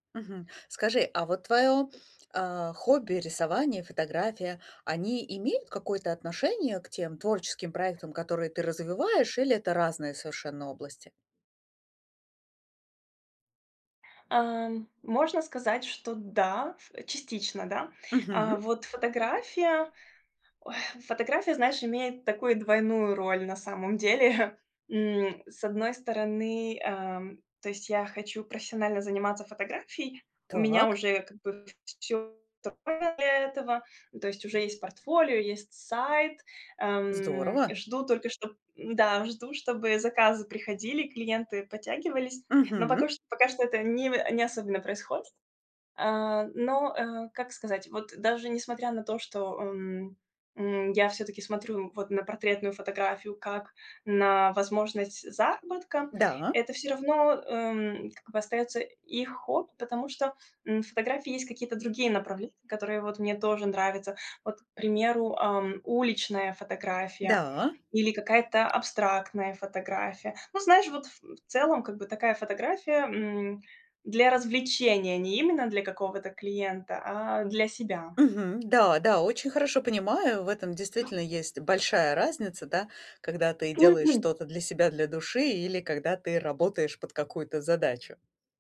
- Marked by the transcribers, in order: other background noise; sad: "ой"; chuckle; tapping
- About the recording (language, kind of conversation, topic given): Russian, advice, Как найти время для хобби при очень плотном рабочем графике?